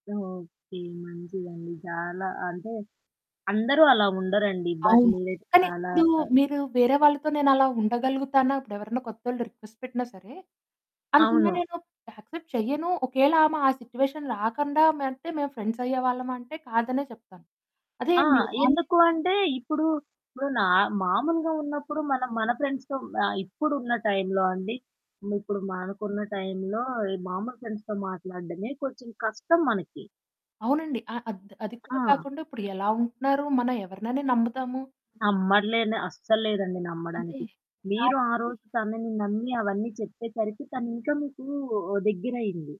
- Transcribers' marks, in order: static; in English: "బట్"; in English: "రిక్వెస్ట్"; in English: "యాక్సెప్ట్"; in English: "సిట్యుయేషన్"; in English: "ఫ్రెండ్స్"; in English: "ఆన్‌లైన్"; in English: "ఫ్రెండ్స్‌తో"; in English: "ఫ్రెండ్స్‌తో"; distorted speech
- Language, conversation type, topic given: Telugu, podcast, ఆన్‌లైన్‌లో ఏర్పడే స్నేహం నిజమైన స్నేహమేనా?